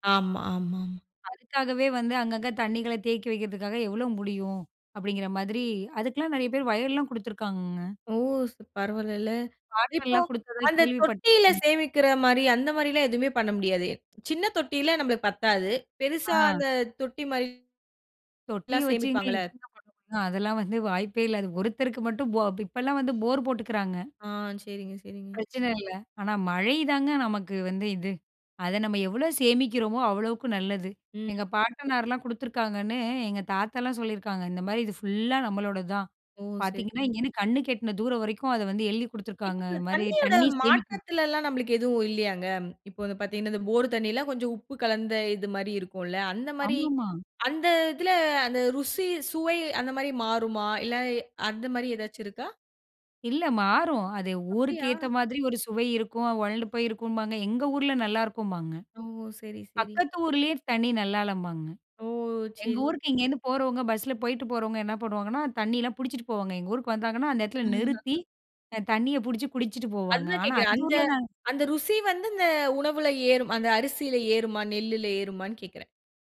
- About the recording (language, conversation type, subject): Tamil, podcast, மழைக்காலமும் வறண்ட காலமும் நமக்கு சமநிலையை எப்படி கற்பிக்கின்றன?
- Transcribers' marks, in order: other noise; other background noise